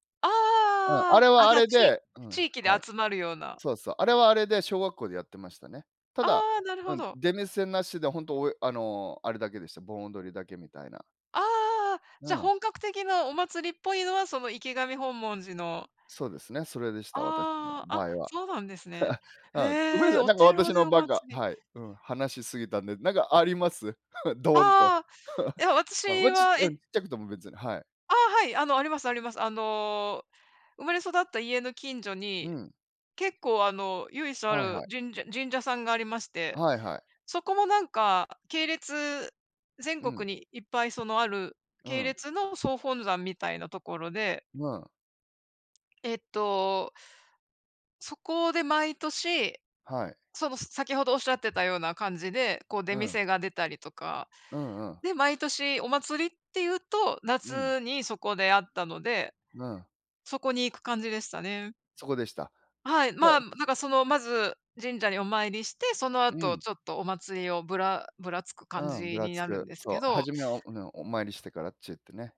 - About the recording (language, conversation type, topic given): Japanese, unstructured, 祭りに行った思い出はありますか？
- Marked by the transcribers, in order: chuckle; chuckle; other background noise; unintelligible speech